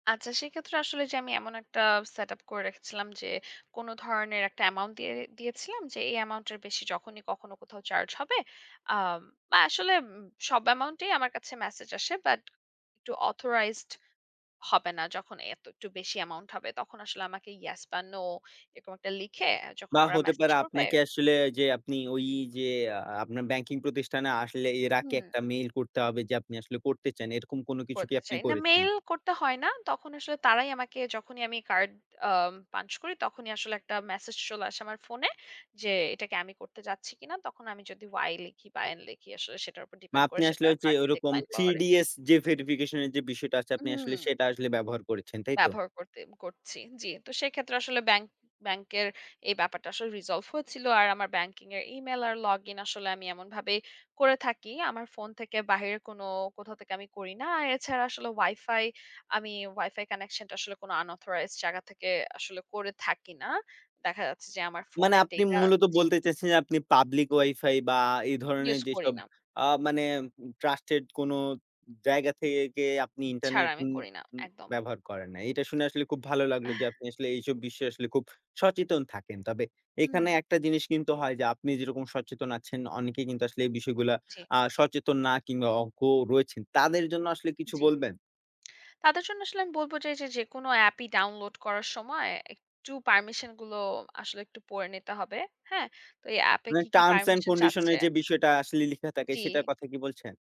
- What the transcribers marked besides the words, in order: in English: "অথরাইজড"; in English: "রিজলভ"; in English: "আনঅথরাইজড"; chuckle
- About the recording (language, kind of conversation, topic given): Bengali, podcast, অনলাইনে গোপনীয়তা নিয়ে আপনি সবচেয়ে বেশি কী নিয়ে উদ্বিগ্ন?